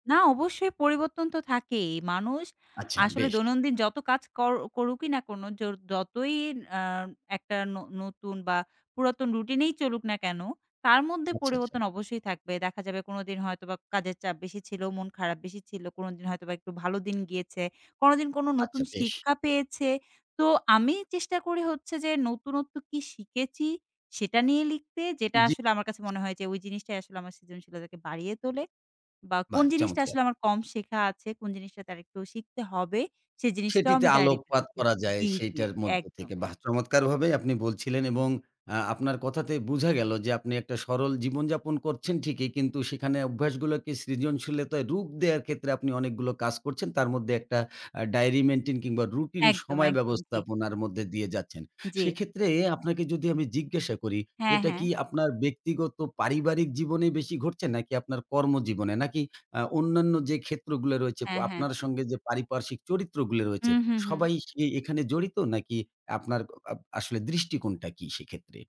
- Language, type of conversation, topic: Bengali, podcast, কোন অভ্যাসগুলো আপনার সৃজনশীলতা বাড়ায়?
- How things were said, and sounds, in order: "শিখেছি" said as "সিকেচি"; other background noise